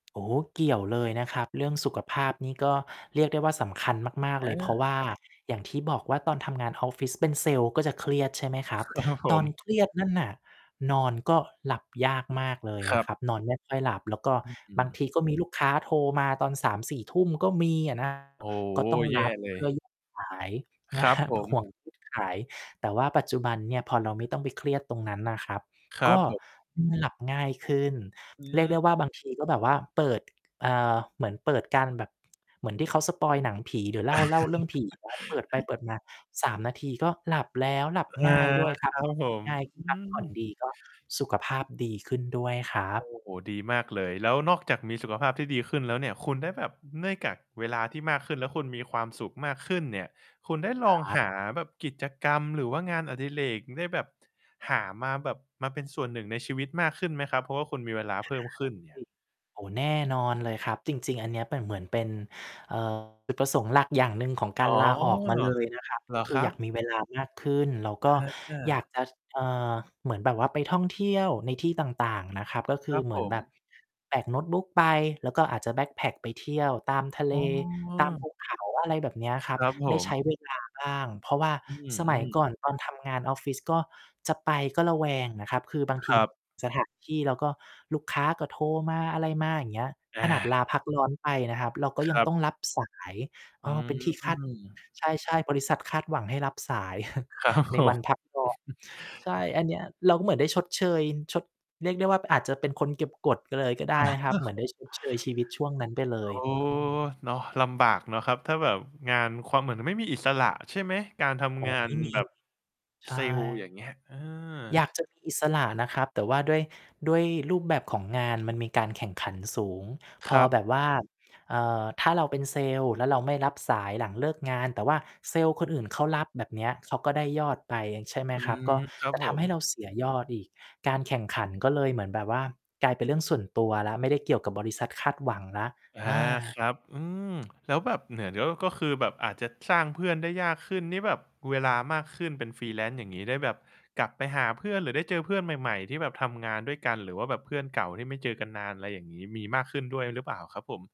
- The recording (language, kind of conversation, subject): Thai, podcast, คุณให้ความสำคัญกับเงินหรือความสุขมากกว่ากัน?
- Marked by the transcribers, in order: tapping; laughing while speaking: "ครับผม"; distorted speech; unintelligible speech; laughing while speaking: "นะครับ"; laughing while speaking: "อือ"; chuckle; unintelligible speech; background speech; chuckle; laughing while speaking: "ครับผม"; chuckle; chuckle; static; tsk; in English: "Freelance"